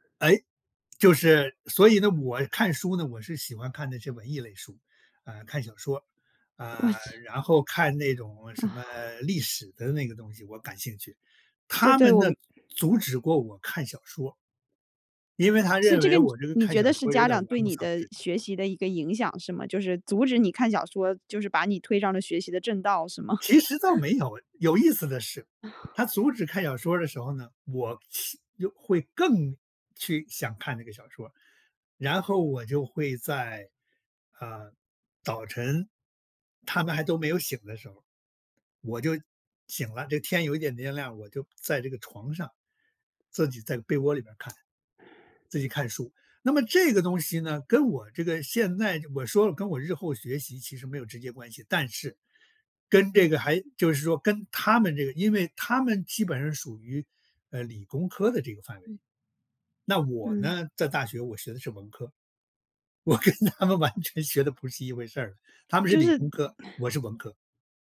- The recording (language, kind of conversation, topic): Chinese, podcast, 家人对你的学习有哪些影响？
- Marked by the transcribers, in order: chuckle; sigh; other background noise; laughing while speaking: "我跟他们完全学的不是一回事儿"; sigh